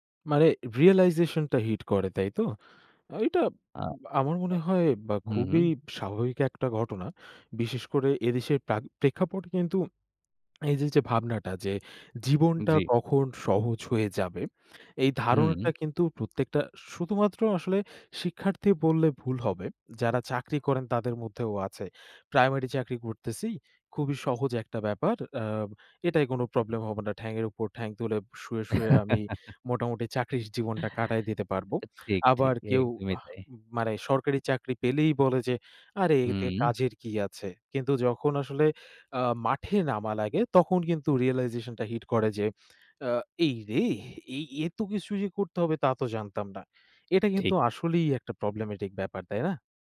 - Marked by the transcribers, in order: in English: "রিয়ালাইজেশন"; tapping; chuckle; in English: "রিয়ালাইজেশন"; put-on voice: "এইরে এই এত কিছু যে করতে হবে তা তো জানতাম না"; in English: "প্রবলেমেটিক"
- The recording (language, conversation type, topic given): Bengali, podcast, আপনি ব্যর্থতা থেকে কীভাবে শেখেন, উদাহরণসহ বলতে পারবেন?